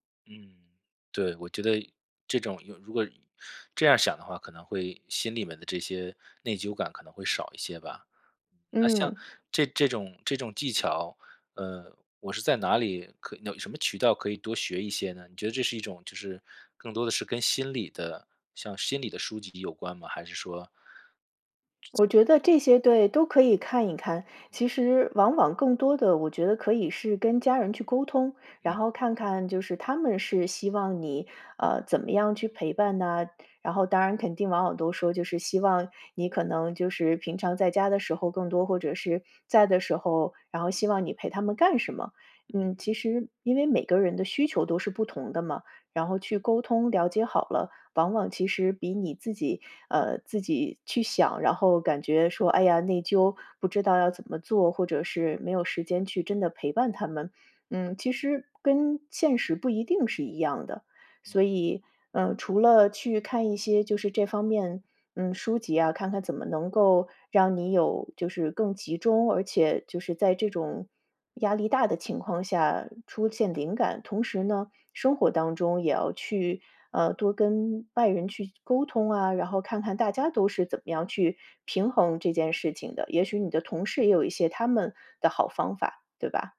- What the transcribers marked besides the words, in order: unintelligible speech
- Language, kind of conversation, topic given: Chinese, advice, 日常压力会如何影响你的注意力和创造力？